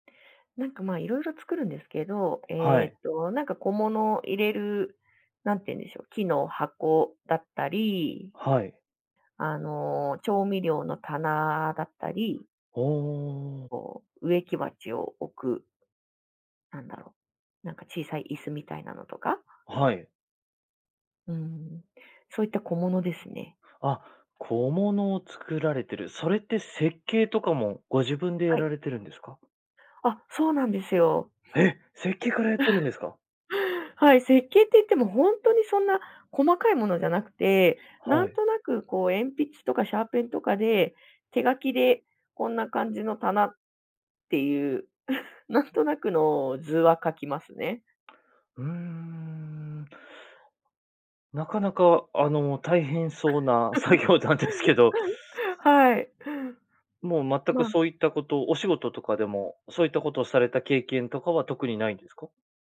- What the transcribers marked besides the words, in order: surprised: "え！設計からやってるんですか？"; chuckle; chuckle; other background noise; laugh
- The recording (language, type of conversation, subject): Japanese, podcast, 趣味に没頭して「ゾーン」に入ったと感じる瞬間は、どんな感覚ですか？